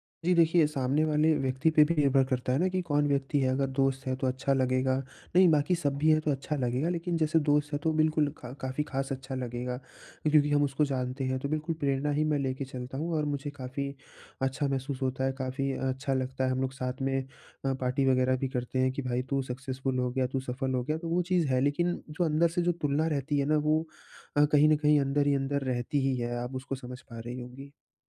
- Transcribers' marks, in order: in English: "पार्टी"; in English: "सक्सेसफुल"
- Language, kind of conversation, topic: Hindi, advice, मैं दूसरों से अपनी तुलना कम करके अधिक संतोष कैसे पा सकता/सकती हूँ?